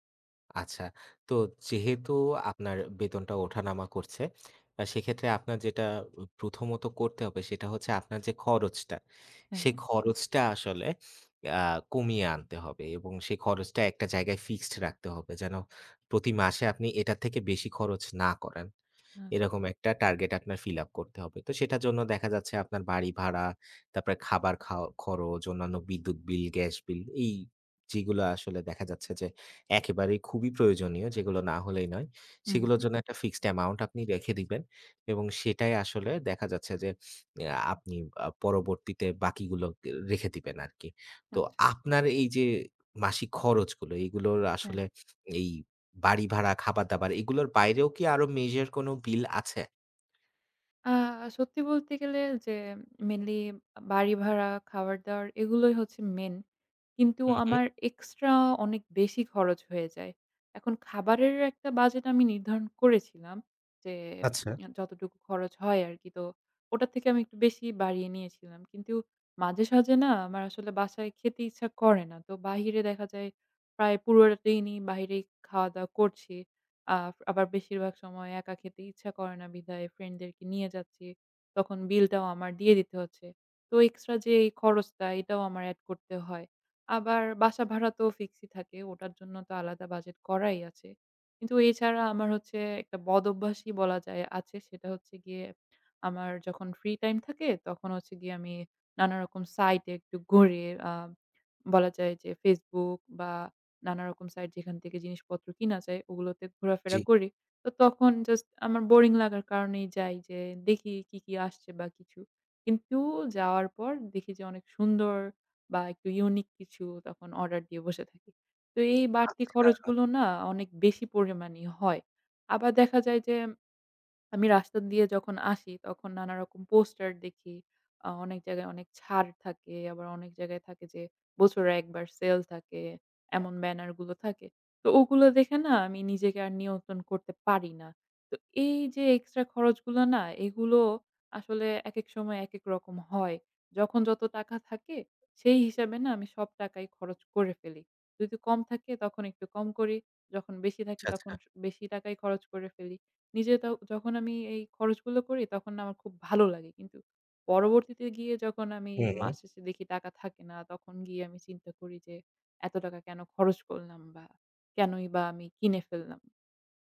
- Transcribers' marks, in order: in English: "major"; in English: "mainly"; in English: "main"; in English: "extra"; in English: "budget"; in English: "budget"; in English: "boring"; tapping; in English: "unique"; in English: "poster"; in English: "banner"
- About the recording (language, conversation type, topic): Bengali, advice, মাসিক বাজেট ঠিক করতে আপনার কী ধরনের অসুবিধা হচ্ছে?